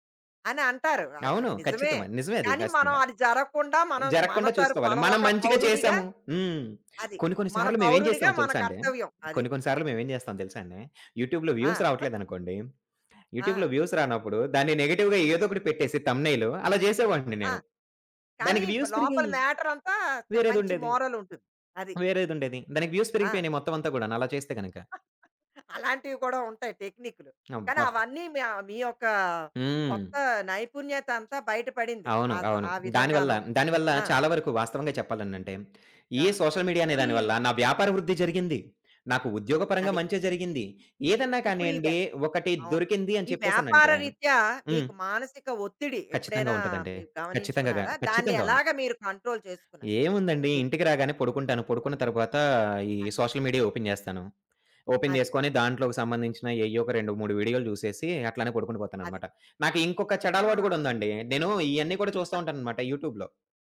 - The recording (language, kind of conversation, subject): Telugu, podcast, సోషల్ మీడియా మీ క్రియేటివిటీని ఎలా మార్చింది?
- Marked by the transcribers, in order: unintelligible speech; in English: "యూట్యూబ్‌లో వ్యూస్"; giggle; tapping; in English: "యూట్యూబ్‌లో వ్యూస్"; in English: "నెగెటివ్‌గా"; in English: "వ్యూస్"; in English: "వ్యూస్"; chuckle; other background noise; in English: "సోషల్ మీడియా"; in English: "కంట్రోల్"; in English: "సోషల్ మీడియా ఓపెన్"; in English: "ఓపెన్"; chuckle; in English: "యూట్యూబ్‌లో"